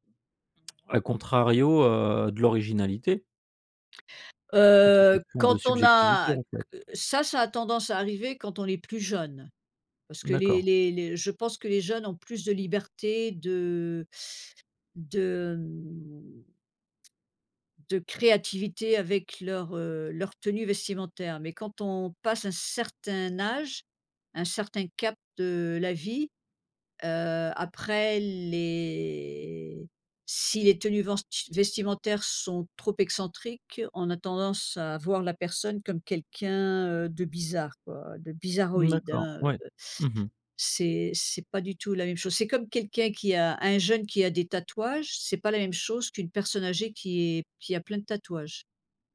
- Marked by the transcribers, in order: drawn out: "les"
- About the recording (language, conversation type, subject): French, podcast, Tu t’habilles plutôt pour toi ou pour les autres ?